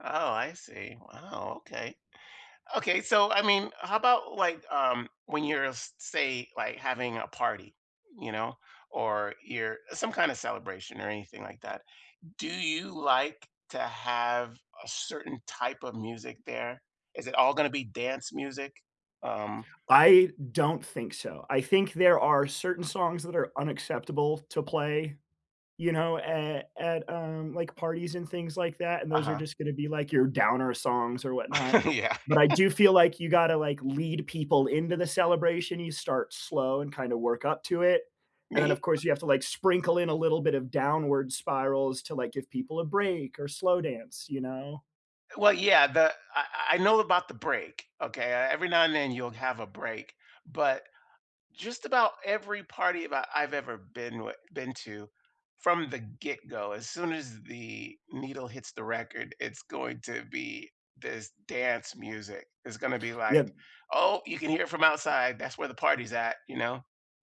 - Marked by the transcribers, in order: laugh; laughing while speaking: "Yeah"; laugh; tapping
- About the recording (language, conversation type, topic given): English, unstructured, How should I use music to mark a breakup or celebration?